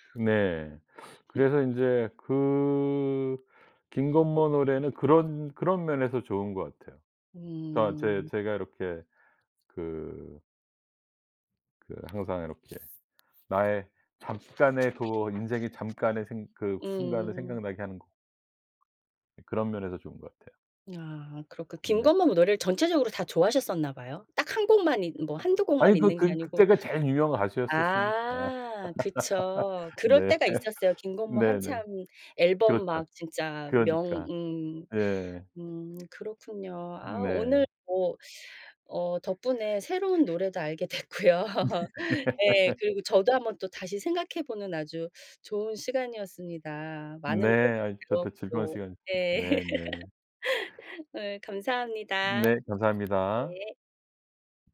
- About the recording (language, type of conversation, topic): Korean, podcast, 인생 곡을 하나만 꼽는다면 어떤 곡인가요?
- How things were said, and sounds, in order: sniff; other background noise; tapping; laugh; laughing while speaking: "됐고요"; laugh; laugh